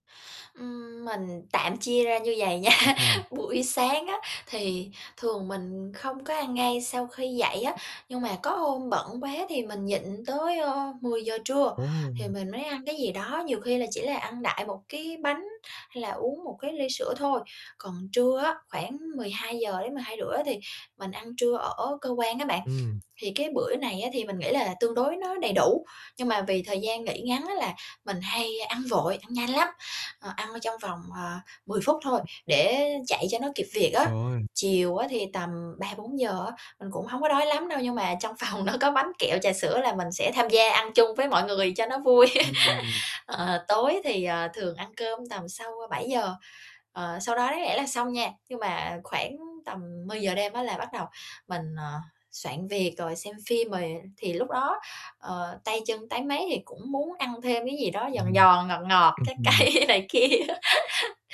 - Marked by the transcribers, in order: laugh; distorted speech; other background noise; tapping; unintelligible speech; laughing while speaking: "phòng nó có bánh kẹo"; laugh; laughing while speaking: "trái cây này kia"; laugh
- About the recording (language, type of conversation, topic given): Vietnamese, advice, Làm sao để phân biệt đói thật với thói quen ăn?